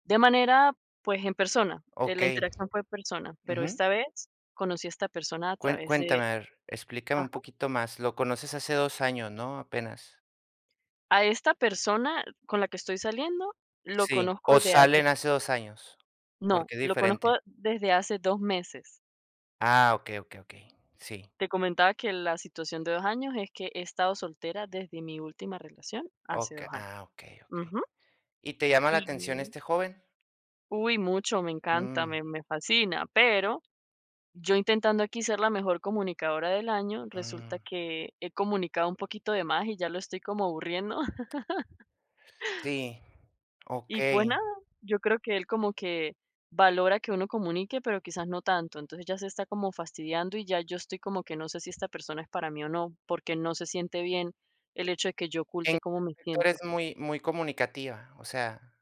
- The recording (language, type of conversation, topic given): Spanish, advice, ¿Cómo puedo dejar de ocultar lo que siento para evitar conflictos?
- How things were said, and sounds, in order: tapping; laugh; unintelligible speech